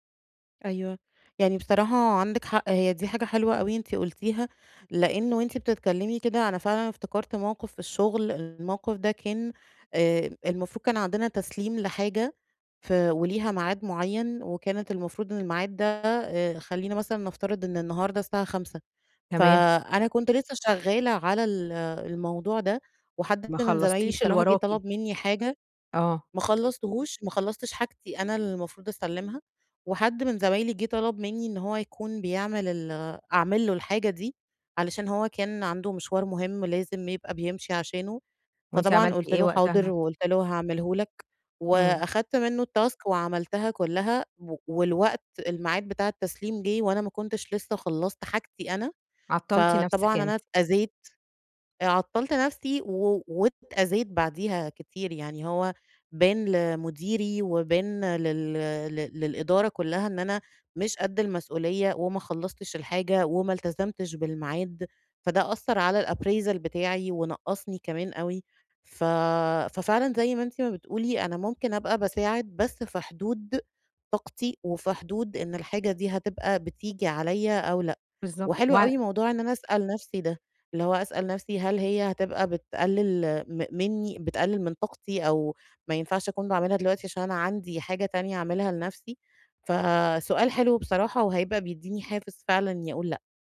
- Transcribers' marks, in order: in English: "التاسك"; in English: "الappraisal"
- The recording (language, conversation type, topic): Arabic, advice, إزاي أتعامل مع زيادة الالتزامات عشان مش بعرف أقول لأ؟